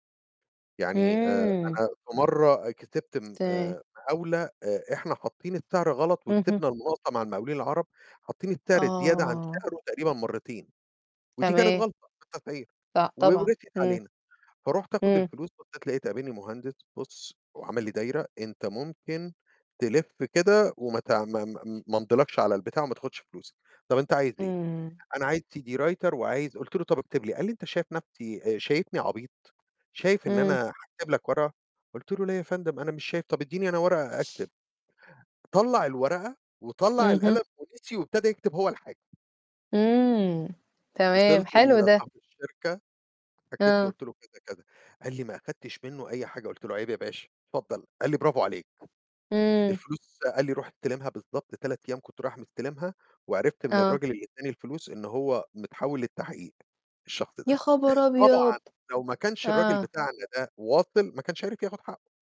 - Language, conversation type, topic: Arabic, unstructured, إيه أهمية إن يبقى عندنا صندوق طوارئ مالي؟
- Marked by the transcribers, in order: distorted speech; in English: "CD writer"; tapping